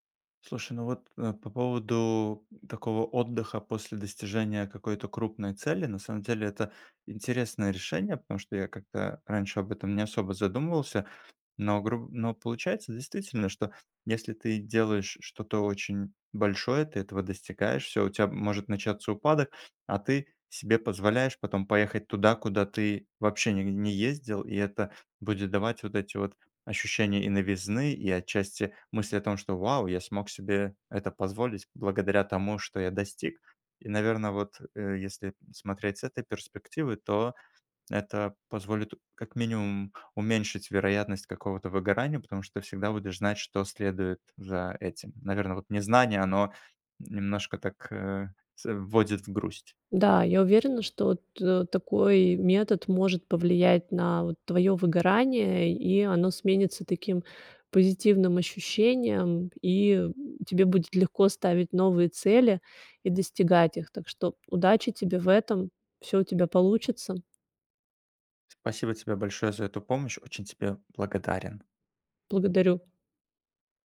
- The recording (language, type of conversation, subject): Russian, advice, Как справиться с выгоранием и потерей смысла после череды достигнутых целей?
- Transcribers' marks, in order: none